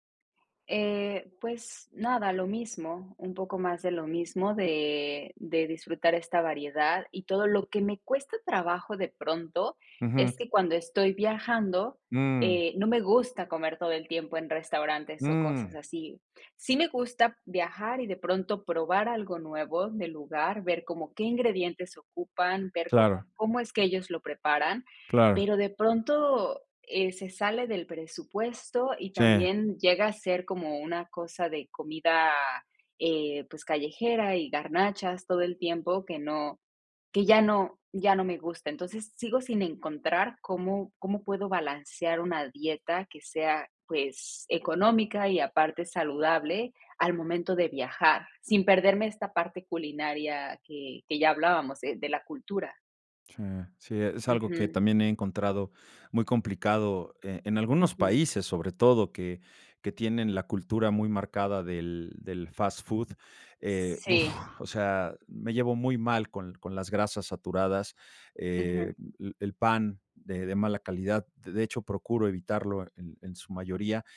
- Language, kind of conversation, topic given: Spanish, unstructured, ¿Prefieres cocinar en casa o comer fuera?
- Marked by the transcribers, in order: none